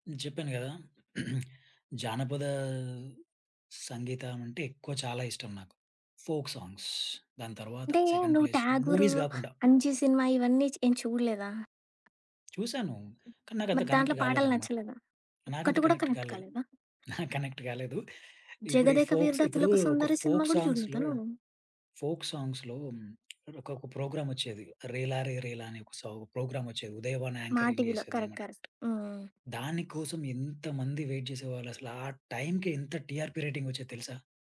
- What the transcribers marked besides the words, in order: throat clearing; in English: "ఫోక్ సాంగ్స్"; in English: "సెకండ్ ప్లేస్ మూవీస్"; other background noise; tapping; in English: "కనెక్ట్"; in English: "కనెక్ట్"; in English: "కనెక్ట్"; laughing while speaking: "నాకు కనెక్ట్ గాలేదు"; in English: "కనెక్ట్"; in English: "ఫోక్స్"; in English: "ఫోక్ సాంగ్స్‌లో, ఫోక్ సాంగ్స్‌లో"; in English: "ప్రోగ్రామ్"; in English: "ప్రోగ్రామ్"; in English: "యాంకరింగ్"; in English: "కరెక్ట్ కరెక్ట్"; in English: "వెయిట్"; in English: "టీఆర్‌పీ రేటింగ్"
- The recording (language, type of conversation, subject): Telugu, podcast, ఏ సంగీతం వింటే మీరు ప్రపంచాన్ని మర్చిపోతారు?